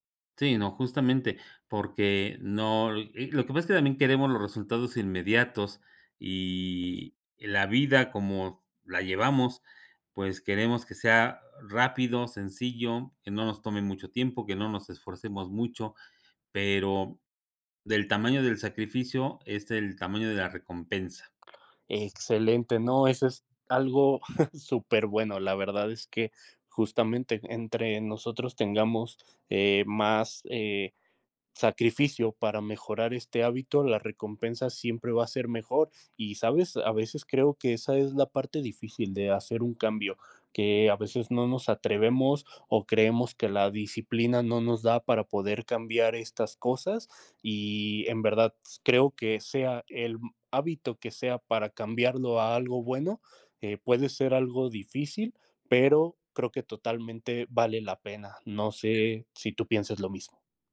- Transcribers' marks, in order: chuckle; other background noise
- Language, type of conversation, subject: Spanish, unstructured, ¿Alguna vez cambiaste un hábito y te sorprendieron los resultados?